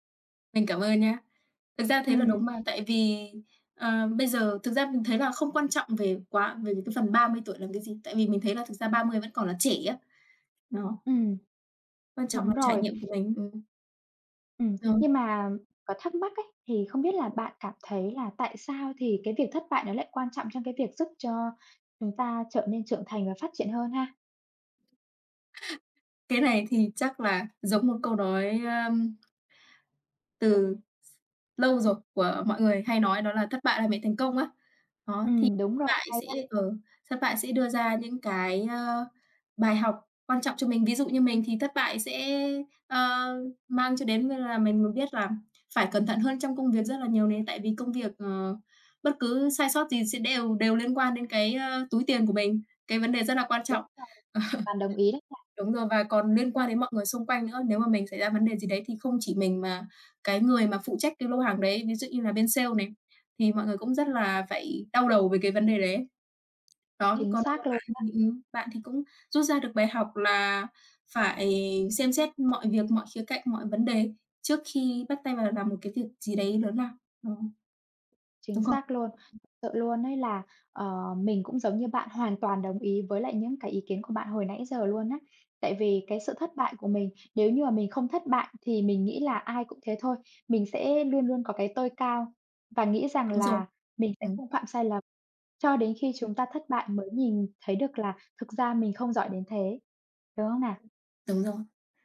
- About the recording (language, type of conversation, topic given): Vietnamese, unstructured, Bạn đã học được bài học quý giá nào từ một thất bại mà bạn từng trải qua?
- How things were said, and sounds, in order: other background noise; tapping; chuckle; unintelligible speech